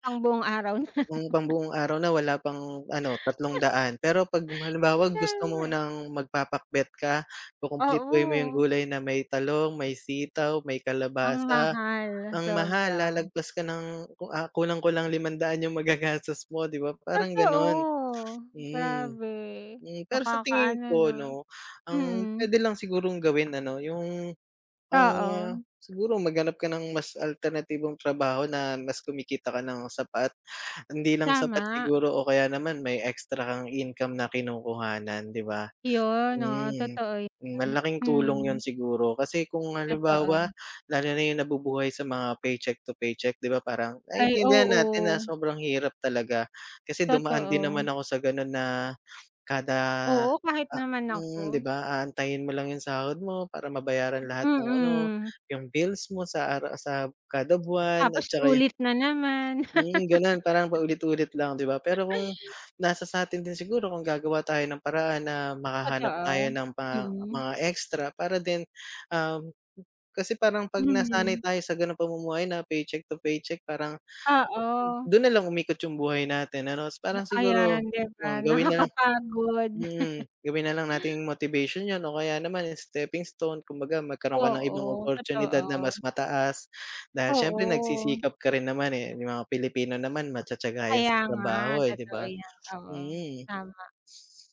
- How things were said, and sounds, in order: laugh; chuckle; laughing while speaking: "magagastos"; in English: "paycheck to paycheck"; laugh; in English: "paycheck to paycheck"; laughing while speaking: "nakakapagod"; in English: "stepping stone"
- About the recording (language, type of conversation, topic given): Filipino, unstructured, Paano mo nakikita ang epekto ng pagtaas ng presyo sa araw-araw na buhay?